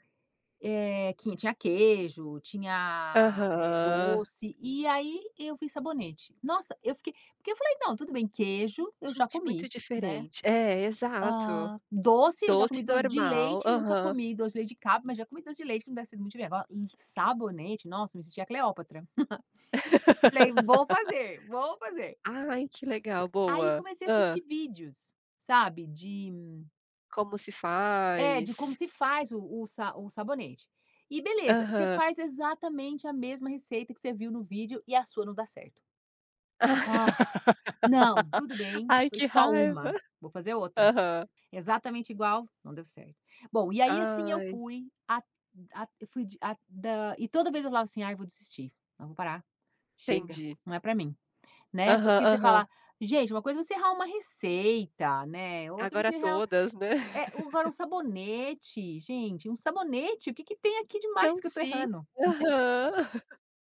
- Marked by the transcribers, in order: laugh; chuckle; laugh; laugh; laugh
- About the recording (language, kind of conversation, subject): Portuguese, unstructured, Como enfrentar momentos de fracasso sem desistir?